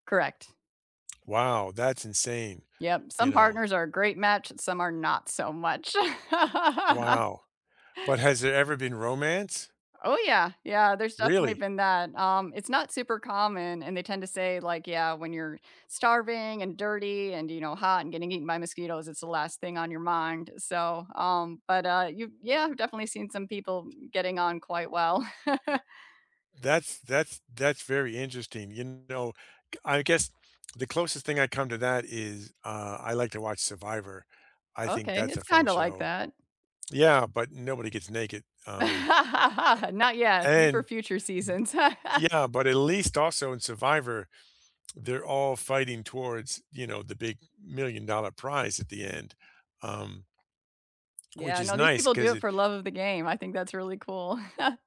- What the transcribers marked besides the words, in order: laugh; other background noise; tapping; laugh; chuckle; tsk; chuckle
- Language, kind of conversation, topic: English, unstructured, What keeps you watching reality TV, and what makes you stop?
- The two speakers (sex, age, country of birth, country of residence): female, 45-49, United States, United States; male, 55-59, United States, United States